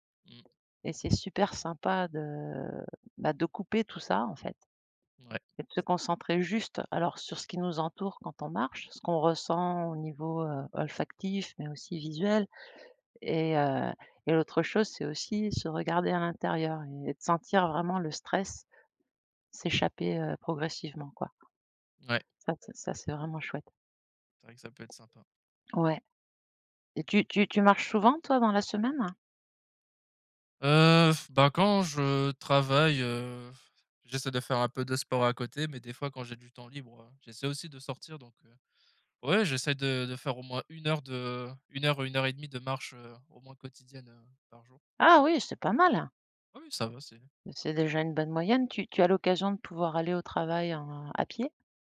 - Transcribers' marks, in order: other background noise; drawn out: "de"; stressed: "juste"; tapping; blowing
- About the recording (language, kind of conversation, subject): French, unstructured, Quels sont les bienfaits surprenants de la marche quotidienne ?